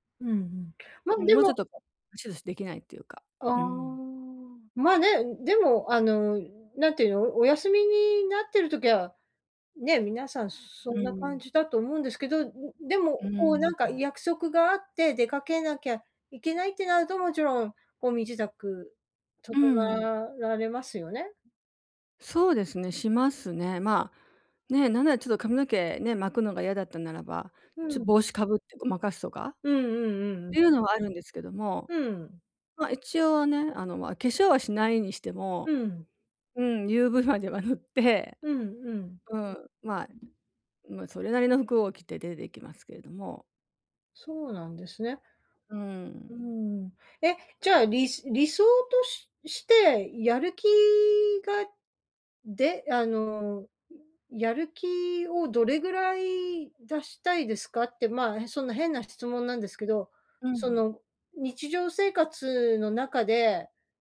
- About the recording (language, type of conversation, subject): Japanese, advice, やる気が出ないとき、どうすれば一歩を踏み出せますか？
- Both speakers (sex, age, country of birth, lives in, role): female, 55-59, Japan, United States, advisor; female, 60-64, Japan, Japan, user
- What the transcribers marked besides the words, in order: unintelligible speech; other background noise; other noise